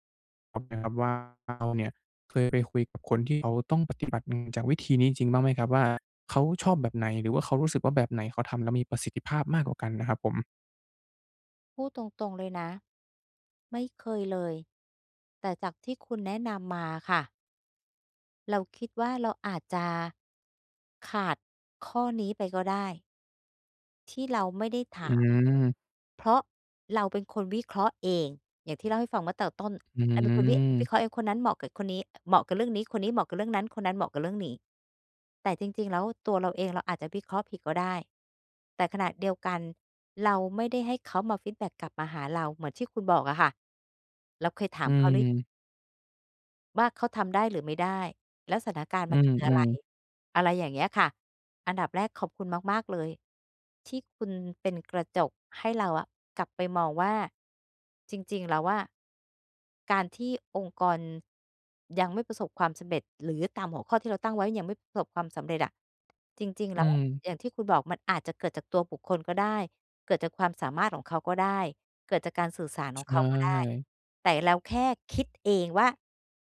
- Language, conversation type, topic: Thai, advice, จะทำอย่างไรให้คนในองค์กรเห็นความสำเร็จและผลงานของฉันมากขึ้น?
- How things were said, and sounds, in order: unintelligible speech; other background noise; "ประสบ" said as "ผลบ"; stressed: "แค่คิด"